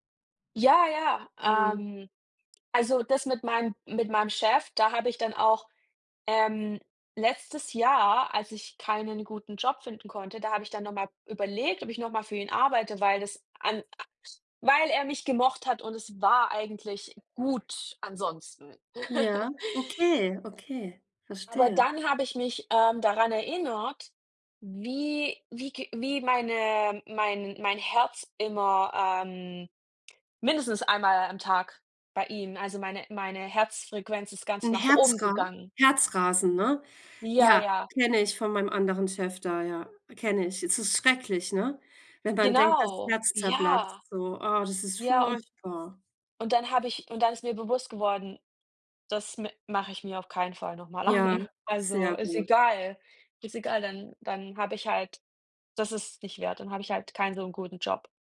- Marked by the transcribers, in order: laugh; laughing while speaking: "an"; chuckle
- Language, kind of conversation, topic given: German, unstructured, Was fasziniert dich am meisten an Träumen, die sich so real anfühlen?